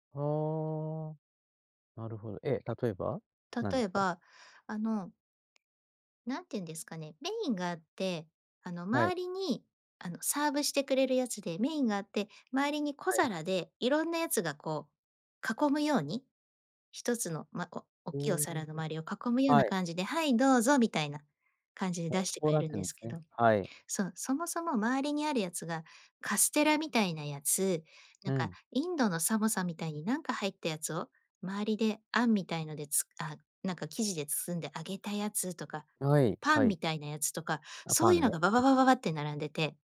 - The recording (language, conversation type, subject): Japanese, podcast, 食べ物の違いで、いちばん驚いたことは何ですか？
- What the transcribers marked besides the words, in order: tapping; in English: "サーブ"